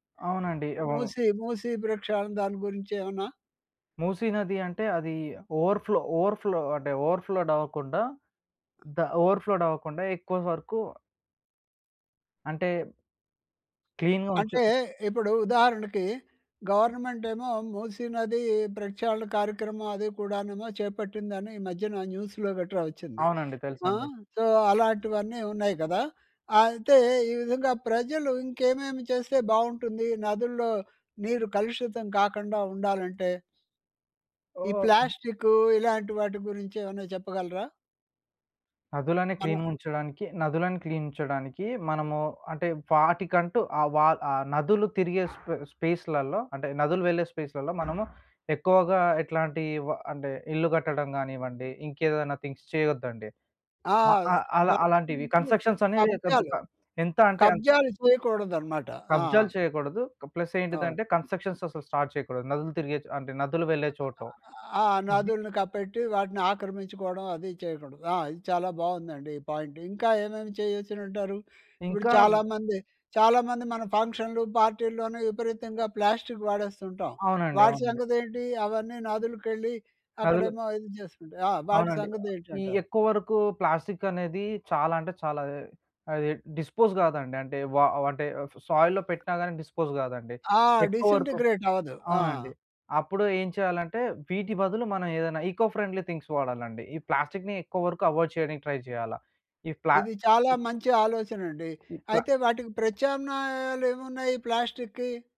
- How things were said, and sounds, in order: in English: "ఓవర్ ఫ్లో ఓవర్ ఫ్లో"; in English: "ఓవర్ ఫ్లోడ్"; in English: "ఓవర్ ఫ్లోడ్"; other background noise; in English: "క్లీన్‌గా"; in English: "న్యూస్‌లో"; in English: "సో"; in English: "క్లీన్‌గుంచడానికి"; in English: "క్లీన్"; in English: "థింగ్స్"; in English: "కన్స్‌ట్రక్షన్స్"; in English: "ప్లస్"; in English: "కన్స్‌ట్రక్షన్స్"; in English: "స్టార్ట్"; in English: "పాయింట్"; in English: "పార్టీ‌లోనే"; in English: "డిస్పోజ్"; in English: "సాయిల్‌లో"; in English: "డిస్పోజ్"; in English: "డిసింటిగ్రేట్"; in English: "ఇకో ఫ్రెండ్‌లి థింగ్స్"; in English: "అవాయిడ్"
- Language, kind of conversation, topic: Telugu, podcast, నదుల పరిరక్షణలో ప్రజల పాత్రపై మీ అభిప్రాయం ఏమిటి?
- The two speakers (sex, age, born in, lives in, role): male, 20-24, India, India, guest; male, 70-74, India, India, host